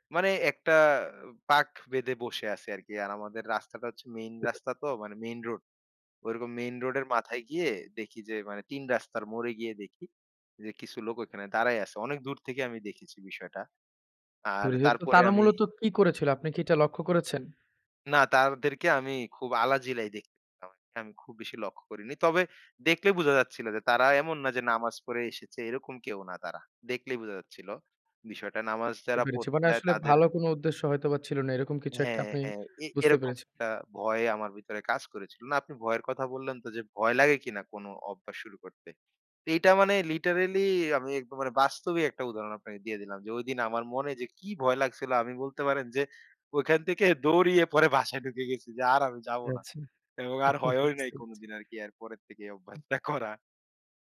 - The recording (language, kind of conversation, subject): Bengali, podcast, নতুন অভ্যাস শুরু করতে আপনি কী করেন, একটু বলবেন?
- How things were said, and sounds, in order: other noise; unintelligible speech; "তাদেরকে" said as "তারদেরকে"; tapping; laughing while speaking: "পরে বাসায় ঢুকে গেছি, যে … নাই কোনদিন আরকি"; chuckle; other background noise; laughing while speaking: "করা"